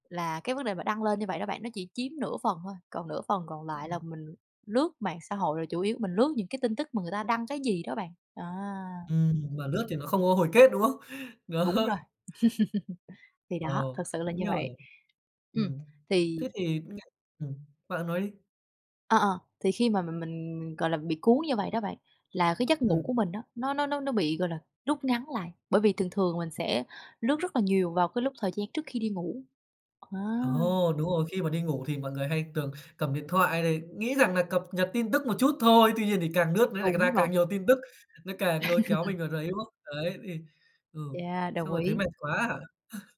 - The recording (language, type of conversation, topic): Vietnamese, podcast, Bạn cân bằng giữa đời thực và đời ảo như thế nào?
- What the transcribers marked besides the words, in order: tapping; laughing while speaking: "Đó"; laugh; unintelligible speech; "lướt" said as "nướt"; laugh; laugh